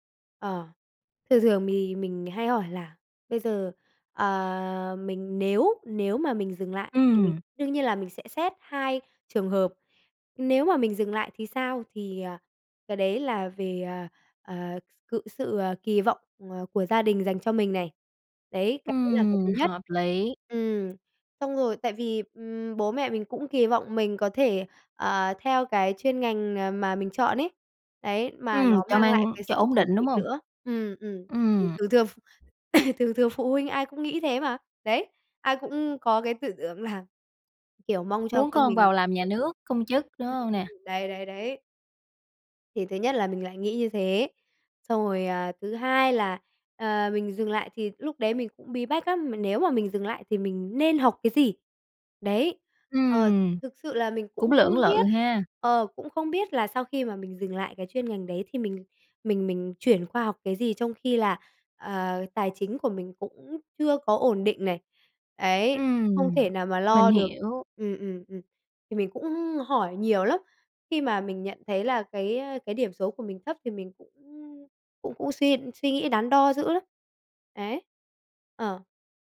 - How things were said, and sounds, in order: tapping; other background noise; tsk; background speech; cough; other noise
- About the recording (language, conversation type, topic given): Vietnamese, podcast, Bạn làm sao để biết khi nào nên kiên trì hay buông bỏ?